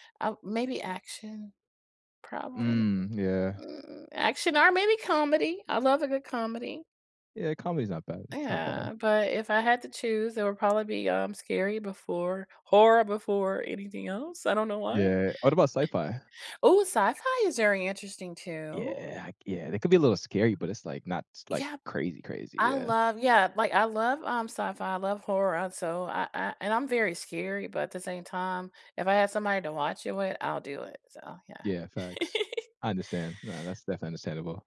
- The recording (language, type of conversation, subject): English, unstructured, When you want to unwind, what entertainment do you turn to, and what makes it comforting?
- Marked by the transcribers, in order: other background noise; tapping; giggle